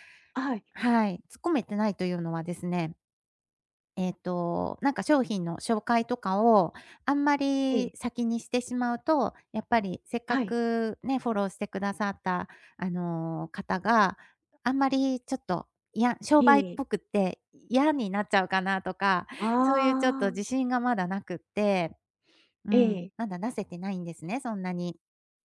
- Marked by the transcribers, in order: none
- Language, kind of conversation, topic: Japanese, advice, 期待した売上が出ず、自分の能力に自信が持てません。どうすればいいですか？